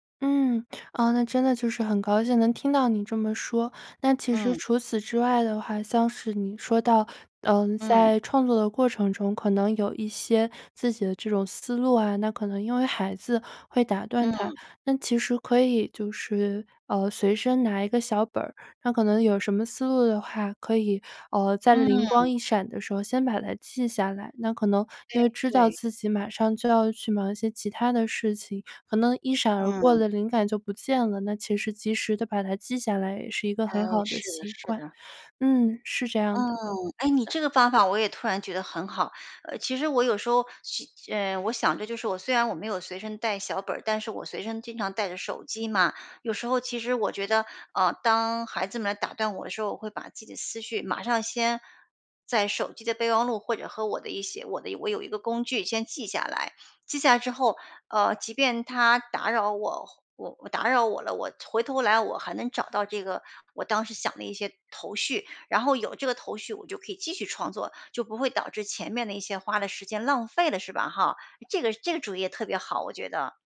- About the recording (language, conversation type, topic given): Chinese, advice, 生活忙碌时，我该如何养成每天创作的习惯？
- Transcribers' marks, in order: other background noise